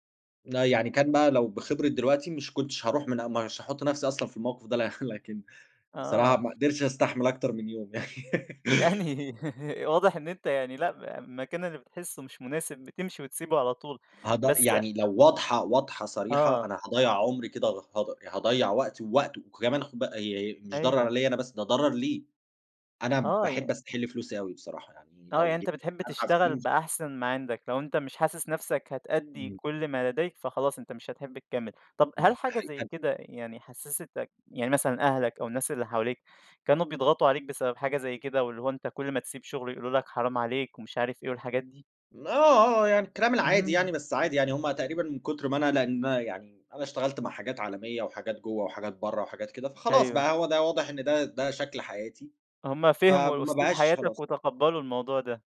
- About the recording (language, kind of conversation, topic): Arabic, podcast, إيه العلامات اللي بتقولك إن ده وقت إنك توقف الخطة الطويلة وما تكملش فيها؟
- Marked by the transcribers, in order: tapping; laughing while speaking: "يعني"; laugh